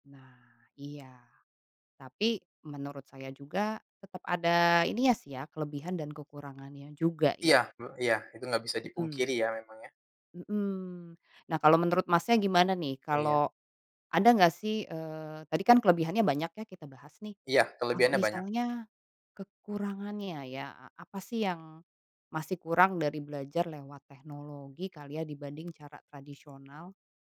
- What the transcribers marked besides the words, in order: other background noise
- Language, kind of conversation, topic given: Indonesian, unstructured, Bagaimana teknologi memengaruhi cara kita belajar saat ini?
- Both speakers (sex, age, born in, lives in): female, 35-39, Indonesia, Germany; male, 18-19, Indonesia, Indonesia